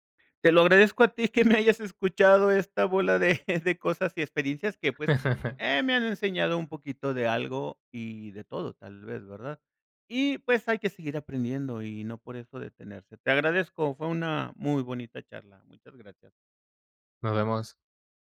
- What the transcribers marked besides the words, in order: tapping; laughing while speaking: "que me"; laughing while speaking: "de"; laugh
- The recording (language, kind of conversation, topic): Spanish, podcast, ¿Cómo decides entre la seguridad laboral y tu pasión profesional?